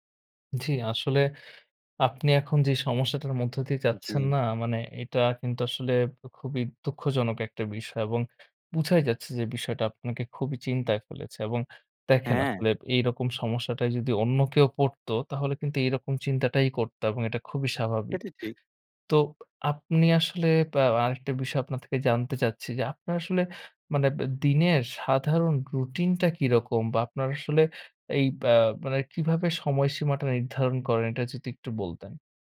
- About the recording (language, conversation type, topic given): Bengali, advice, সময় ব্যবস্থাপনায় অসুবিধা এবং সময়মতো কাজ শেষ না করার কারণ কী?
- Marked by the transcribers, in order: tapping